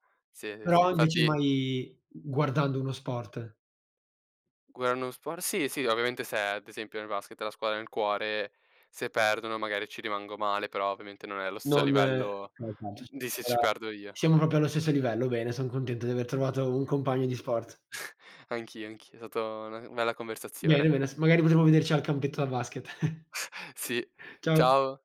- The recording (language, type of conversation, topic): Italian, unstructured, Quali sport ti piacciono di più e perché?
- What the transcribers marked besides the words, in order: unintelligible speech; unintelligible speech; chuckle; chuckle